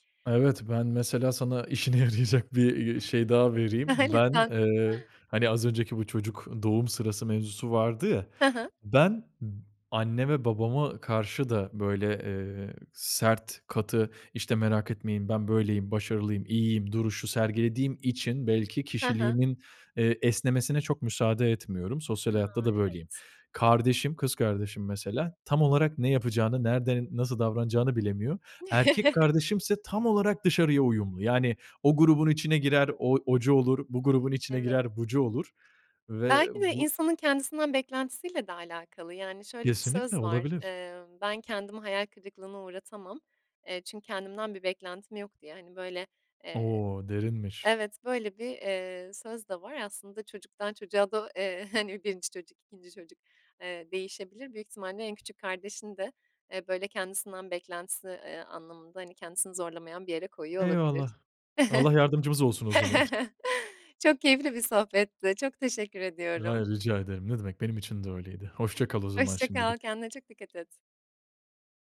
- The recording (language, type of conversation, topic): Turkish, podcast, İş hayatındaki rolünle evdeki hâlin birbiriyle çelişiyor mu; çelişiyorsa hangi durumlarda ve nasıl?
- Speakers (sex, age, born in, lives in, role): female, 25-29, Turkey, Italy, host; male, 25-29, Turkey, Italy, guest
- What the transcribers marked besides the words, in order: laughing while speaking: "işine yarayacak"; gasp; chuckle; drawn out: "O"; laughing while speaking: "hani"; chuckle; other noise